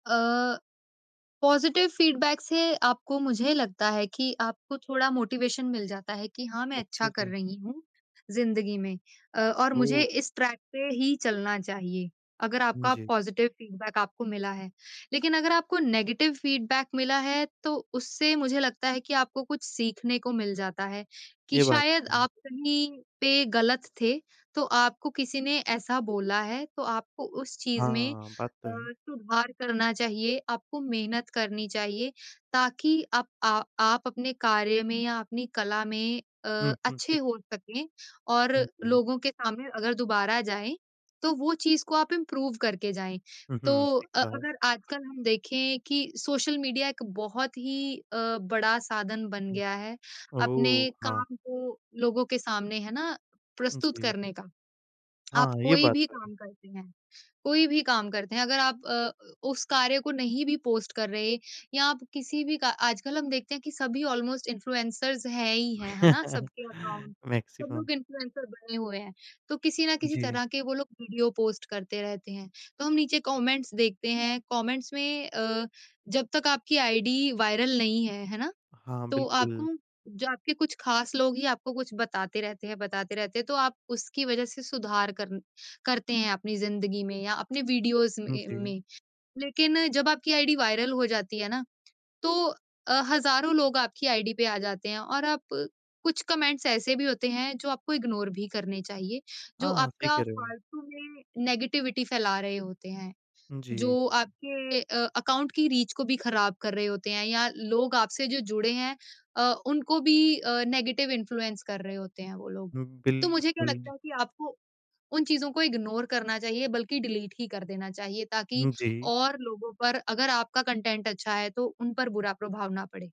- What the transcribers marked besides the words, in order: in English: "पॉज़िटिव फीडबैक"; in English: "मोटिवेशन"; in English: "ट्रैक"; in English: "पॉज़िटिव फीडबैक"; in English: "नेगेटिव फीडबैक"; in English: "इम्प्रूव"; in English: "ऑलमोस्ट इन्फ्लुएंसर्स"; in English: "इन्फ्लुएंसर"; chuckle; in English: "मैक्सिमम"; in English: "कमेंट्स"; in English: "कमेंट्स"; in English: "वायरल"; in English: "वीडियोज़"; in English: "वायरल"; in English: "कमेंट्स"; in English: "इग्नोर"; in English: "नेगेटिविटी"; in English: "रीच"; in English: "नेगेटिव इन्फ्लुएंस"; in English: "इग्नोर"; in English: "डिलीट"; in English: "कंटेंट"
- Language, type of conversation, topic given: Hindi, podcast, किस तरह की प्रतिक्रिया से आपको सच में सीख मिली?